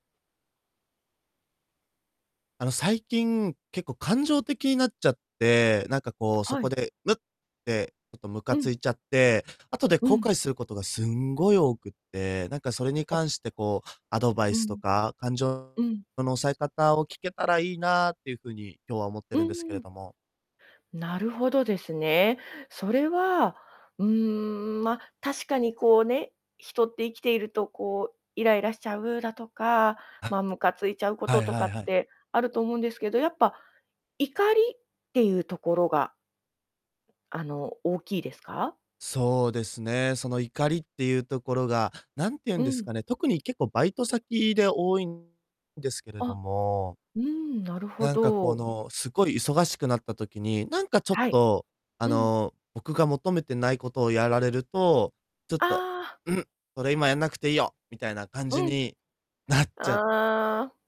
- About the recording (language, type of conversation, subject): Japanese, advice, 感情的に反応してしまい、後で後悔することが多いのはなぜですか？
- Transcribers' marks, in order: distorted speech; other background noise